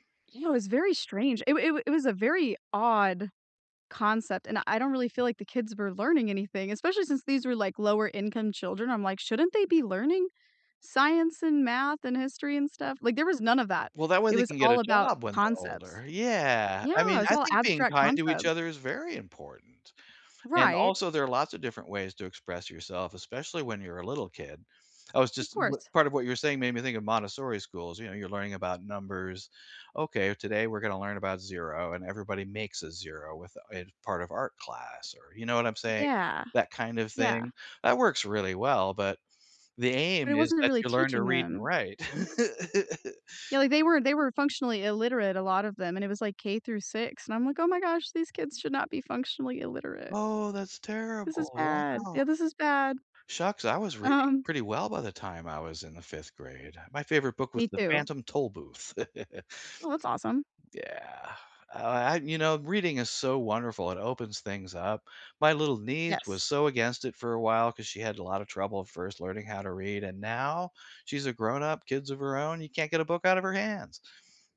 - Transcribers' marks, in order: chuckle; chuckle
- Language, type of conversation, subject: English, unstructured, What role should the government play in education?
- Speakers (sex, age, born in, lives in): female, 25-29, United States, United States; male, 60-64, United States, United States